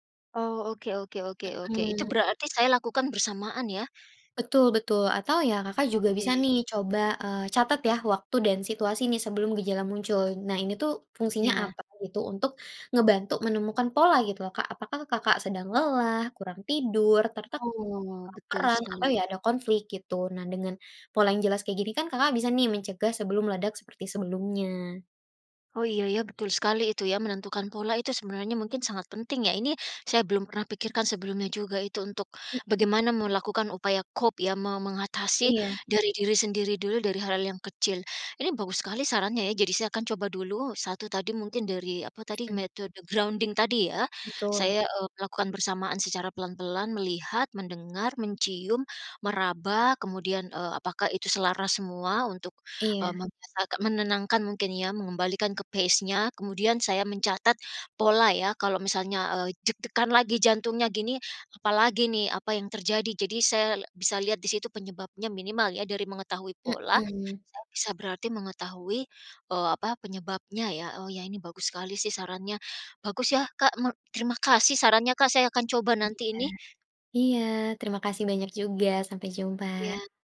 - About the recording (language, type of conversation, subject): Indonesian, advice, Bagaimana pengalaman serangan panik pertama Anda dan apa yang membuat Anda takut mengalaminya lagi?
- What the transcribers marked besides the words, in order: other noise; in English: "cope"; other background noise; in English: "grounding"; in English: "pace-nya"